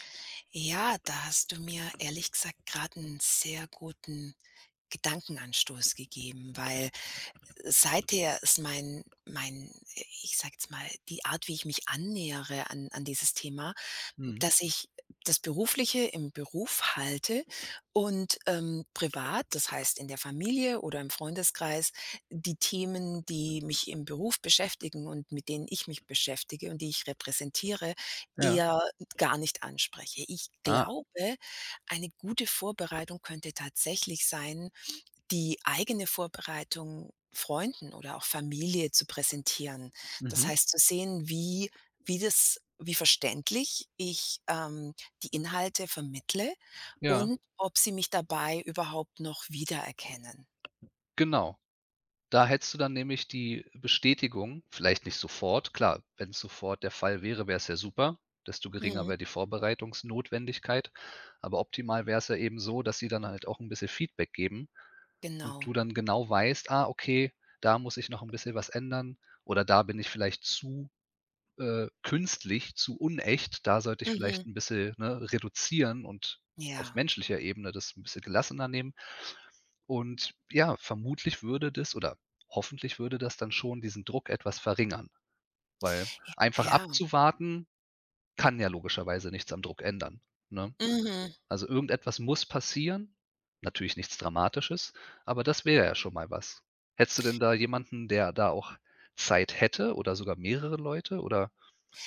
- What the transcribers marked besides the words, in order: other background noise; tapping
- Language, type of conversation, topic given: German, advice, Warum fällt es mir schwer, bei beruflichen Veranstaltungen zu netzwerken?